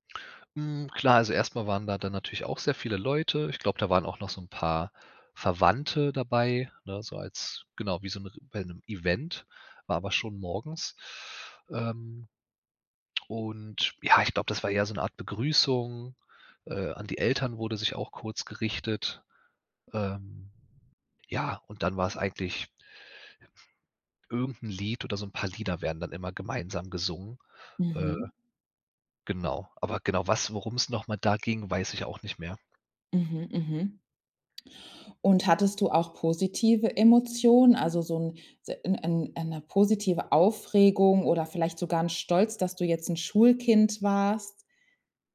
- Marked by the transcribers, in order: none
- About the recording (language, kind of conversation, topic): German, podcast, Kannst du von deinem ersten Schultag erzählen?